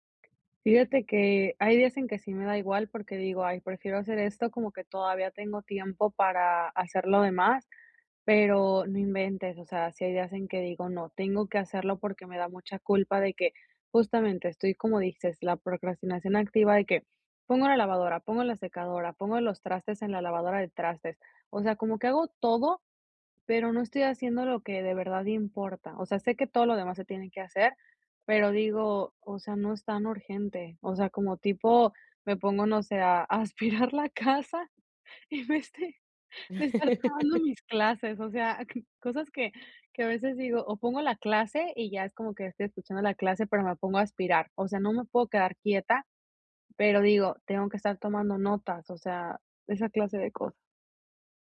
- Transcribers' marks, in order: laughing while speaking: "a a aspirar la casa … tomando mis clases"; laugh
- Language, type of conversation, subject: Spanish, advice, ¿Cómo puedo equilibrar mis pasatiempos con mis obligaciones diarias sin sentirme culpable?